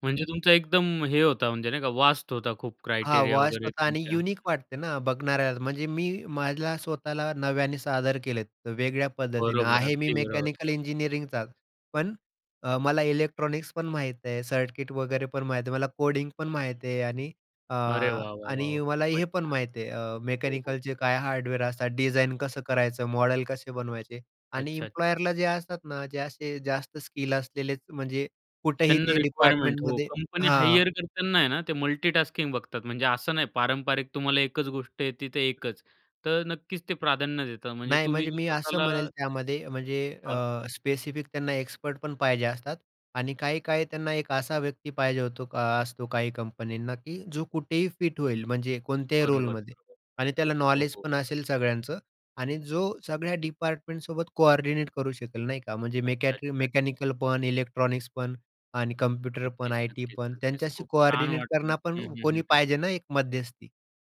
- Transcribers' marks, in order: in English: "व्हास्ट"; in English: "क्रायटेरिया"; in English: "व्हास्ट"; other noise; in English: "युनिक"; in English: "हायर"; in English: "मल्टिटास्किंग"; in English: "रोलमध्ये"; in English: "कोऑर्डिनेट"; in English: "कोऑर्डिनेट"; other background noise
- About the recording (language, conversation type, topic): Marathi, podcast, स्वतःला नव्या पद्धतीने मांडायला तुम्ही कुठून आणि कशी सुरुवात करता?